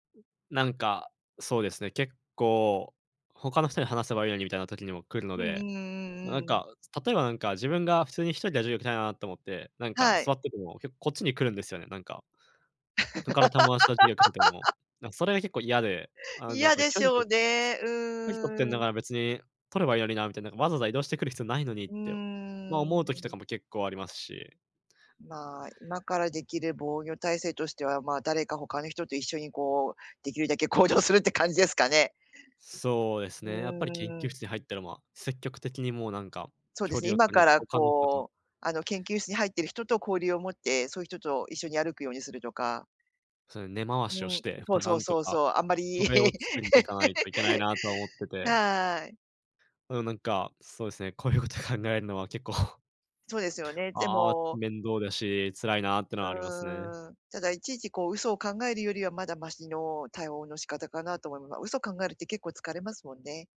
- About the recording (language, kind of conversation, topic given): Japanese, advice, 友だちの前で自分らしくいられないのはどうしてですか？
- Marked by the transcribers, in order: other noise; laugh; "距離" said as "きゃり"; unintelligible speech; unintelligible speech; laughing while speaking: "できるだけ、行動するって感じですかね"; unintelligible speech; laugh; unintelligible speech